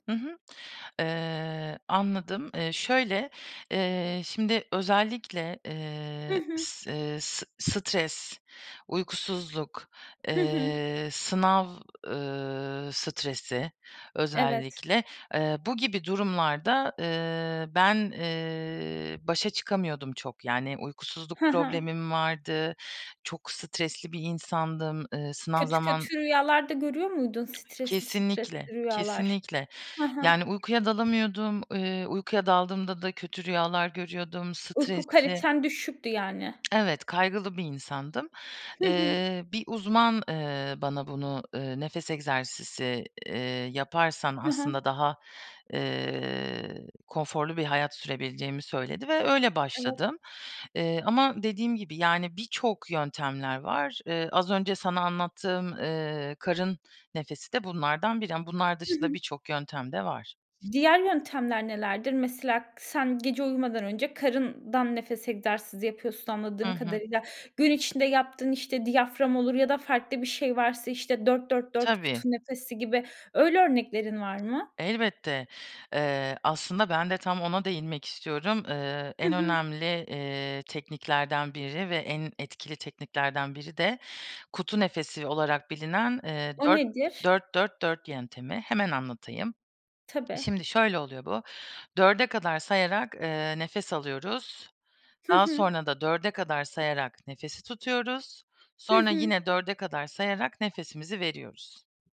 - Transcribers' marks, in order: tsk; tsk; other background noise; tapping
- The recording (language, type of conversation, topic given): Turkish, podcast, Kullanabileceğimiz nefes egzersizleri nelerdir, bizimle paylaşır mısın?